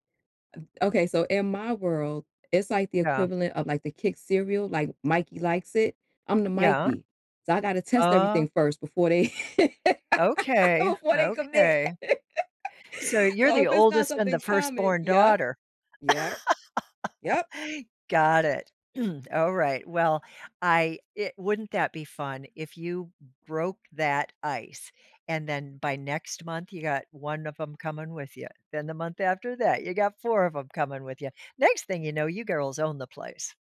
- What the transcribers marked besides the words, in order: other background noise; laugh; laughing while speaking: "before they commit"; laugh; laugh; throat clearing
- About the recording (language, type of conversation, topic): English, advice, How can I discover new hobbies that actually keep me interested?
- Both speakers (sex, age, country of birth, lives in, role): female, 40-44, United States, United States, user; female, 65-69, United States, United States, advisor